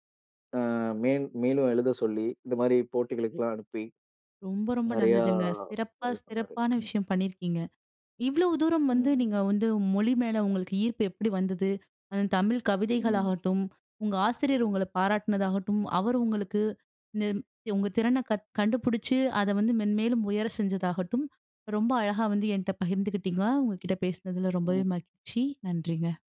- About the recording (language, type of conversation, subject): Tamil, podcast, மொழி உங்களுக்கு பெருமை உணர்வை எப்படி அளிக்கிறது?
- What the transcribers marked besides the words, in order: none